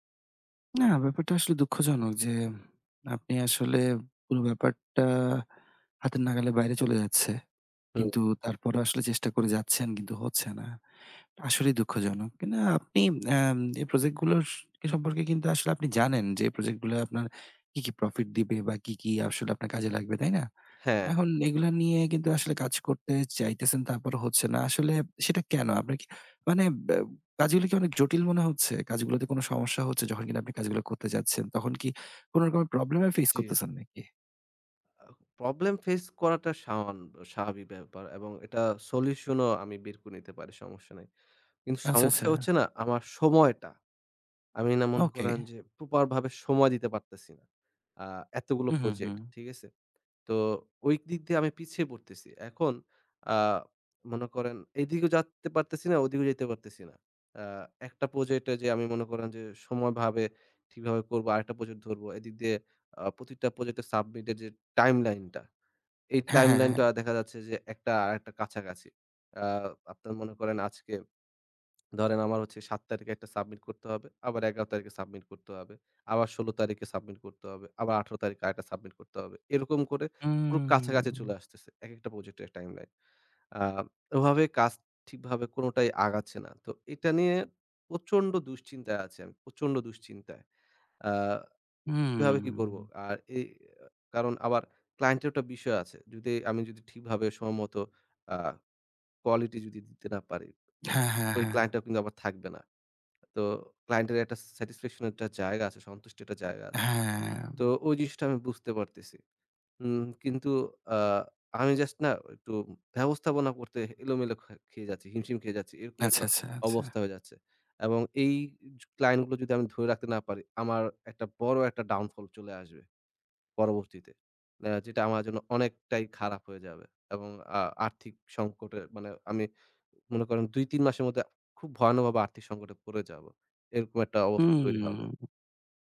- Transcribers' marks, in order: other background noise; in English: "Problem face"; "যেতে" said as "যাত্তে"; in English: "downfall"
- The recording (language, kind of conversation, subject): Bengali, advice, আমি অনেক প্রজেক্ট শুরু করি, কিন্তু কোনোটাই শেষ করতে পারি না—এর কারণ কী?